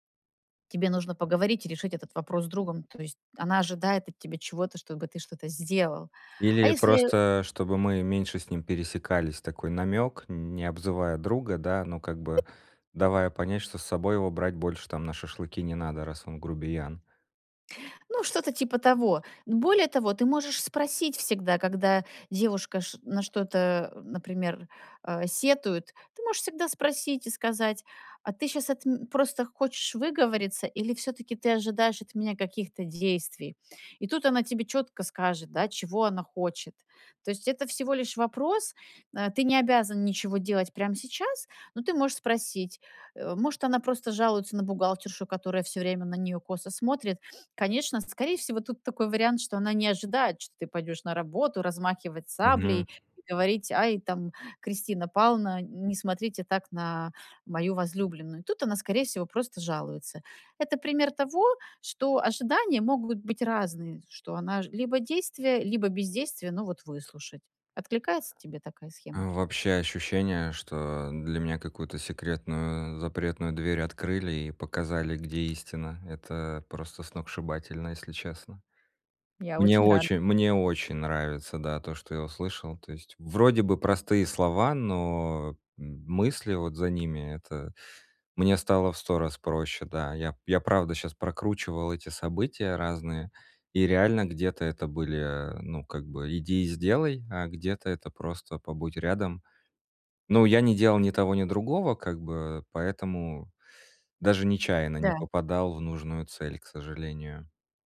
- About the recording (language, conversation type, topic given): Russian, advice, Как мне быть более поддерживающим другом в кризисной ситуации и оставаться эмоционально доступным?
- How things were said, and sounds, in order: other background noise; tapping; sniff